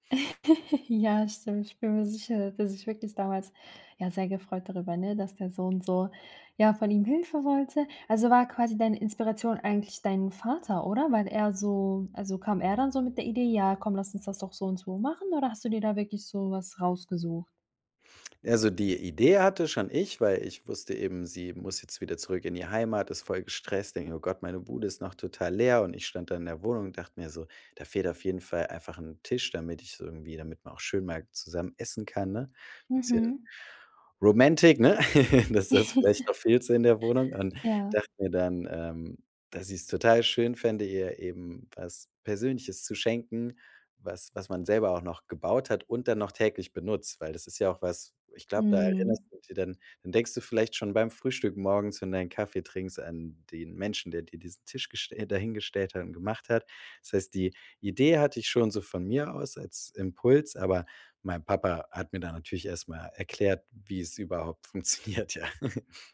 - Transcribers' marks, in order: giggle; giggle; in English: "romantic"; laugh; laughing while speaking: "funktioniert, ja"; giggle
- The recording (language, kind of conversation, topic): German, podcast, Was war dein stolzestes Bastelprojekt bisher?